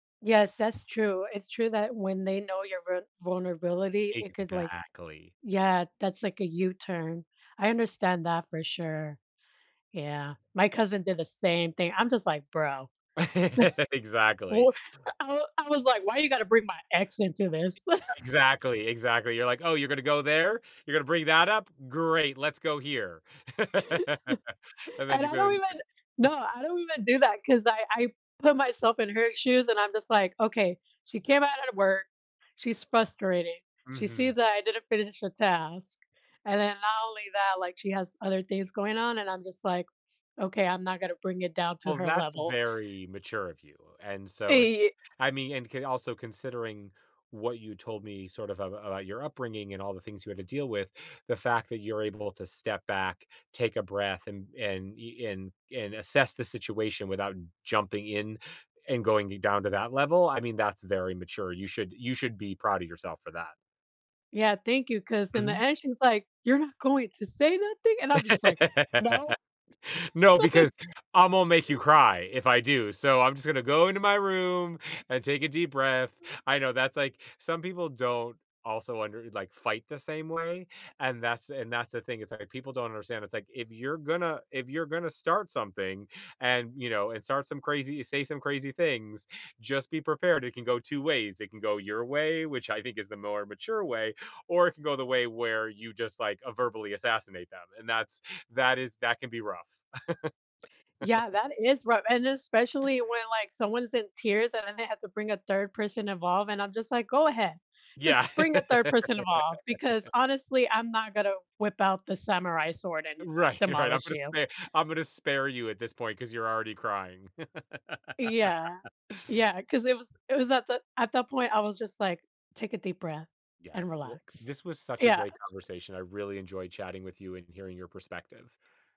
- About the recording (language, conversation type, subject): English, unstructured, What do you think about apologizing when you don’t feel you’re in the wrong?
- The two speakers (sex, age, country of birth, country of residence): female, 30-34, United States, United States; male, 45-49, United States, United States
- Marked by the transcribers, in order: laugh; chuckle; other background noise; laugh; stressed: "Great"; laugh; chuckle; laugh; laugh; chuckle; chuckle; laughing while speaking: "Right, right, I'm gonna spare"; chuckle